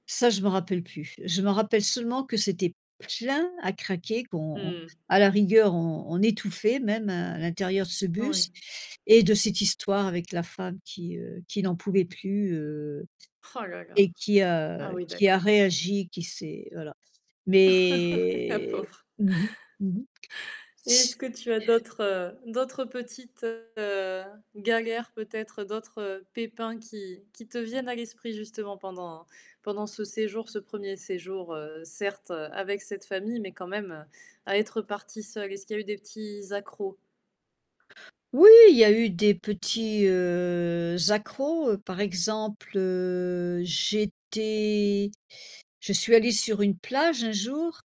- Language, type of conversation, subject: French, podcast, Comment s’est passé ton premier voyage en solo ?
- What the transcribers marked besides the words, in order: static; stressed: "plein"; laugh; drawn out: "Mais"; distorted speech; drawn out: "heu"; drawn out: "heu"